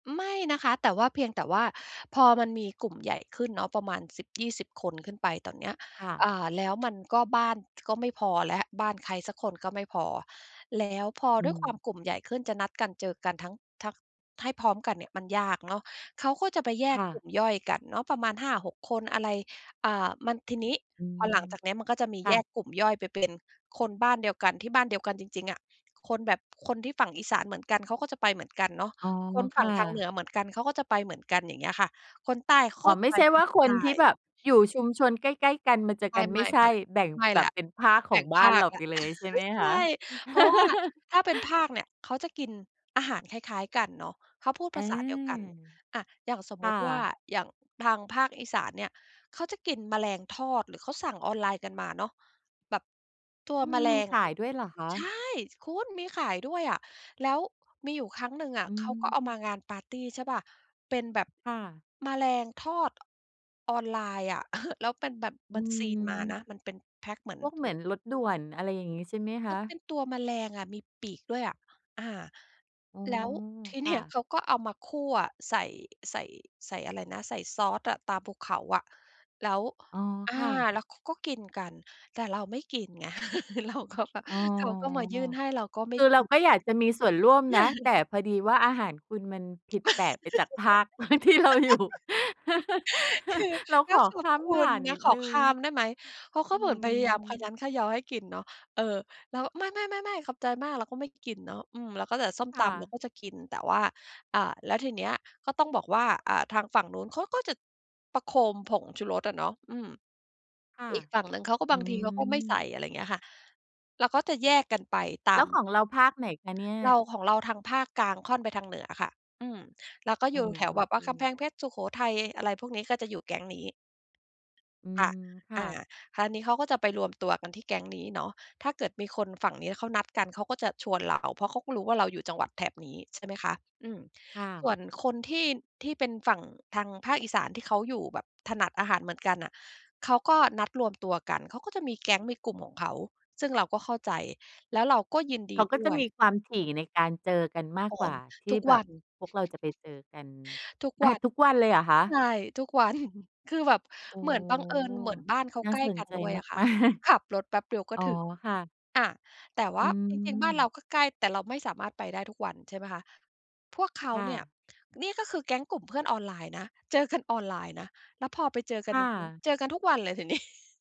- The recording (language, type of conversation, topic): Thai, podcast, คุณเคยมีประสบการณ์นัดเจอเพื่อนที่รู้จักกันทางออนไลน์แล้วพบกันตัวจริงไหม?
- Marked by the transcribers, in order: tapping; laugh; laughing while speaking: "ใช่"; background speech; laugh; other background noise; stressed: "ใช่"; chuckle; laughing while speaking: "เนี่ย"; laugh; laughing while speaking: "เราก็แบบ เขาก็มา"; drawn out: "อ๋อ"; laugh; laugh; laughing while speaking: "ที่เราอยู่"; laughing while speaking: "คือ"; laugh; chuckle; laughing while speaking: "วัน"; drawn out: "โอ้ !"; laughing while speaking: "มาก"; laughing while speaking: "เจอกัน"; laughing while speaking: "นี้"